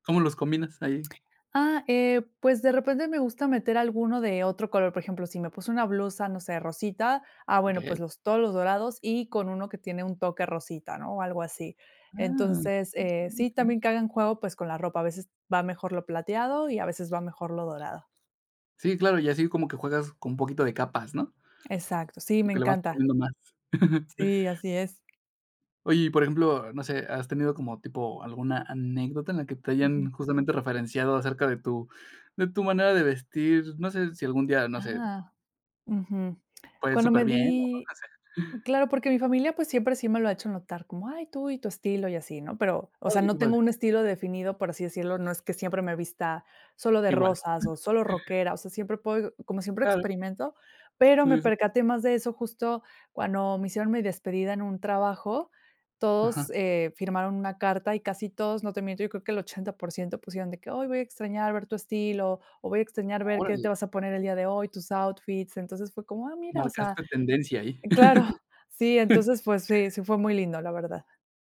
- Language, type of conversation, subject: Spanish, podcast, ¿Qué significa para ti expresarte a través de la ropa?
- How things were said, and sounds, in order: other background noise; unintelligible speech; chuckle; chuckle; chuckle; chuckle